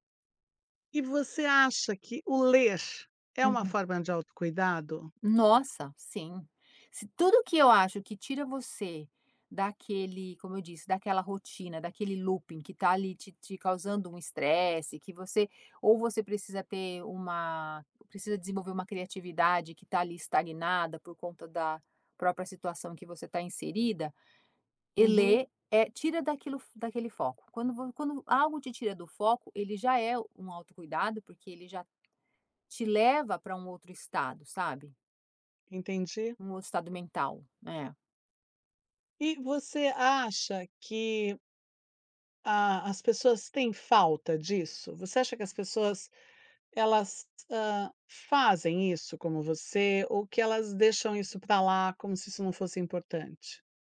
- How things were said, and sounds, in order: tapping; in English: "looping"
- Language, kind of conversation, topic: Portuguese, podcast, Como você encaixa o autocuidado na correria do dia a dia?